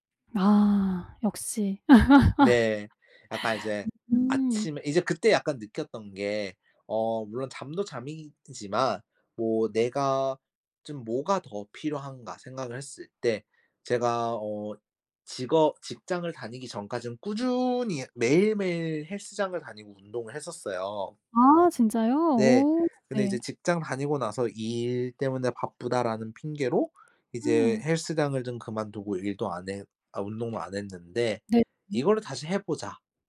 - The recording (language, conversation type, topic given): Korean, podcast, 작은 습관이 삶을 바꾼 적이 있나요?
- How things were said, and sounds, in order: laugh